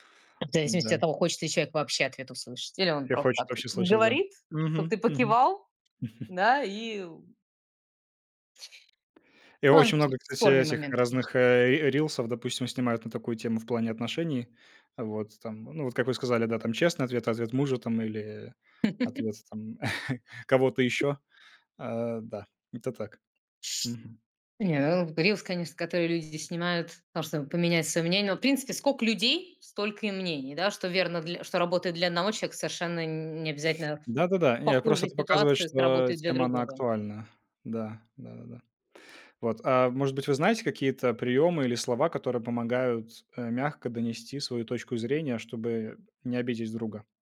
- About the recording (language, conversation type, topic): Russian, unstructured, Как убедить друга изменить своё мнение, не принуждая его к этому?
- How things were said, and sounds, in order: chuckle; other background noise; laugh; chuckle